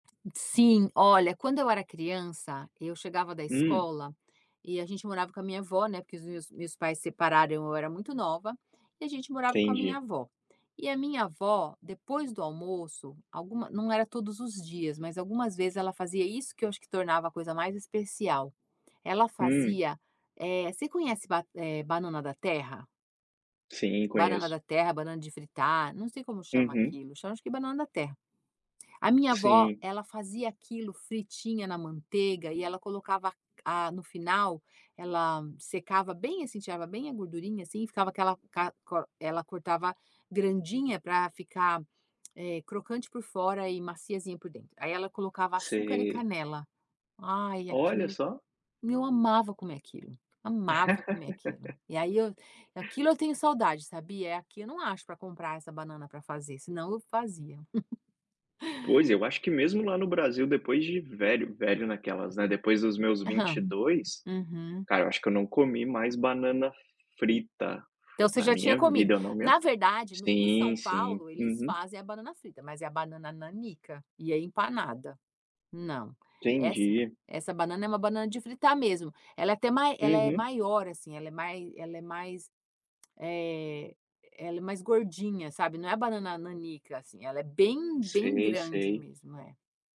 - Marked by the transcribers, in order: tapping; laugh; laugh
- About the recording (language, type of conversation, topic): Portuguese, unstructured, Qual é a comida típica da sua cultura de que você mais gosta?